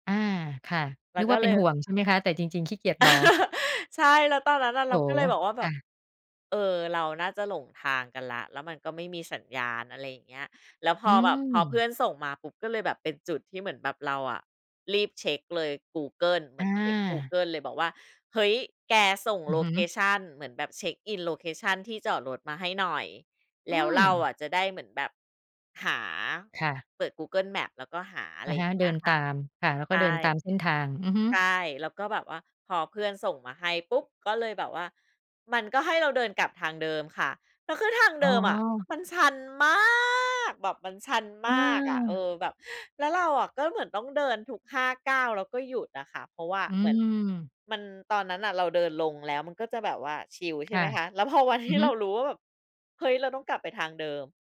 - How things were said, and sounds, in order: chuckle; stressed: "มาก"; tapping
- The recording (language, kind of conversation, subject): Thai, podcast, เคยหลงทางจนใจหายไหม เล่าให้ฟังหน่อย?